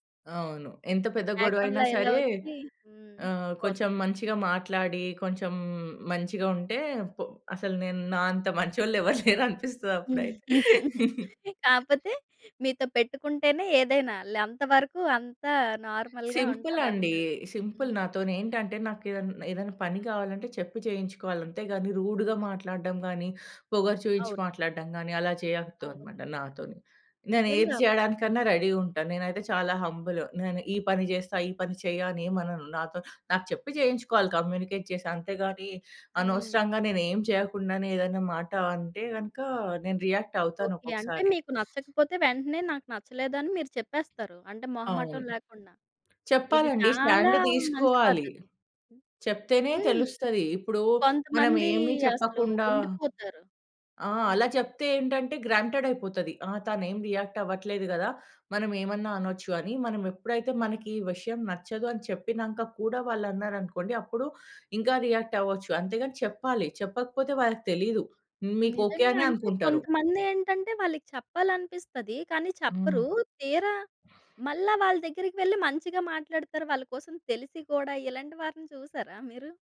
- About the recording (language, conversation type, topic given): Telugu, podcast, చివరికి మీ జీవితం గురించి ప్రజలకు మీరు చెప్పాలనుకునే ఒక్క మాట ఏమిటి?
- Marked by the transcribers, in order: in English: "బ్యాక్‌గ్రౌండ్‌లో"; laughing while speaking: "మంచోళ్ళెవరు లేరనిపిస్తది అప్పుడైతే"; chuckle; in English: "నార్మల్‌గా"; in English: "సింపుల్"; in English: "రూడ్‌గా"; in English: "రెడీ"; in English: "కమ్యూనికేట్"; in English: "రియాక్ట్"; other background noise; in English: "స్టాండ్"; in English: "రియాక్ట్"